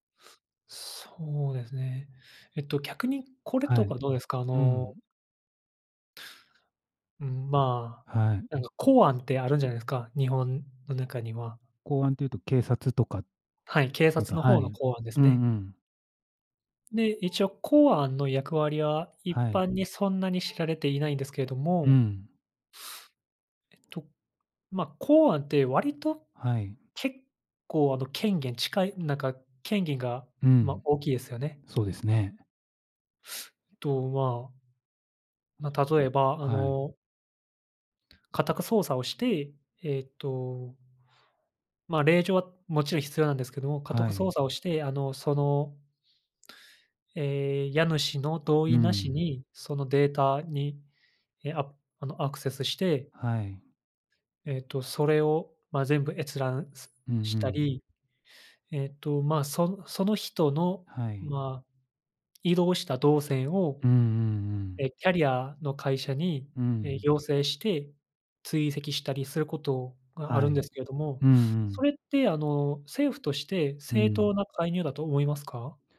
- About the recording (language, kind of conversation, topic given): Japanese, unstructured, 政府の役割はどこまであるべきだと思いますか？
- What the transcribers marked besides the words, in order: tapping; other background noise; alarm